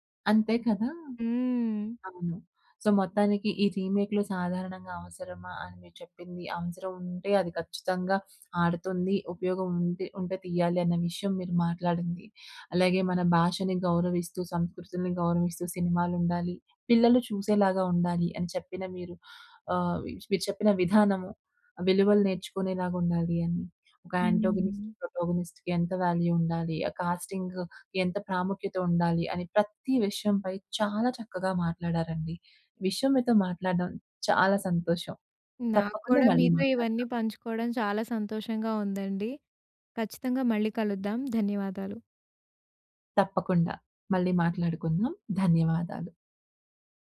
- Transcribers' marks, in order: in English: "సో"; in English: "ఆంటోగోనిస్ట్, ప్రోటోగోనిస్ట్‌కి"; in English: "వాల్యూ"; in English: "కాస్టింగ్"; stressed: "ప్రతి"; stressed: "చాలా"
- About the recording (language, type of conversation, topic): Telugu, podcast, రీమేక్‌లు సాధారణంగా అవసరమని మీరు నిజంగా భావిస్తారా?